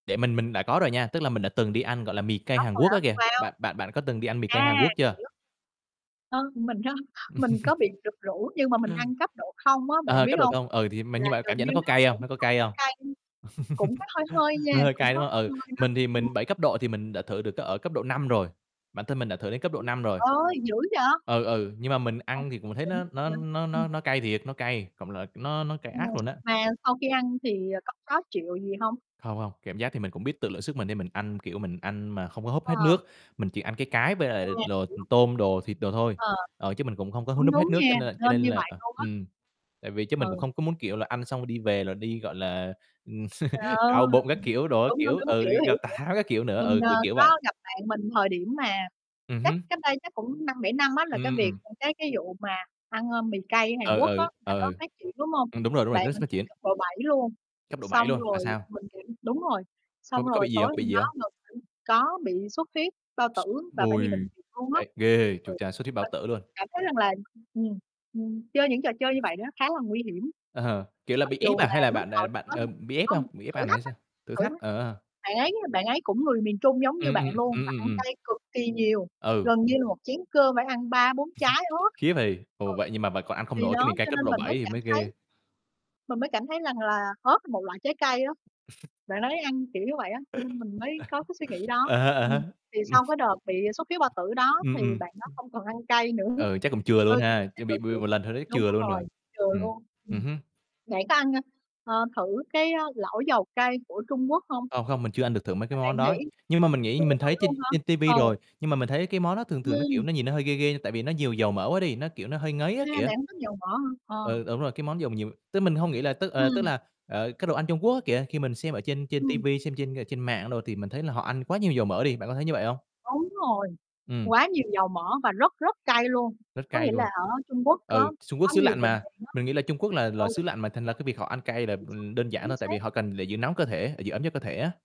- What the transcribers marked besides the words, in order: tapping; static; distorted speech; laughing while speaking: "á"; laugh; laughing while speaking: "Ờ"; laugh; other background noise; mechanical hum; laugh; unintelligible speech; unintelligible speech; teeth sucking; chuckle; unintelligible speech; chuckle; chuckle; laugh; laughing while speaking: "Ừm"
- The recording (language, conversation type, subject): Vietnamese, unstructured, Bạn nghĩ sao về việc ăn đồ ăn quá cay?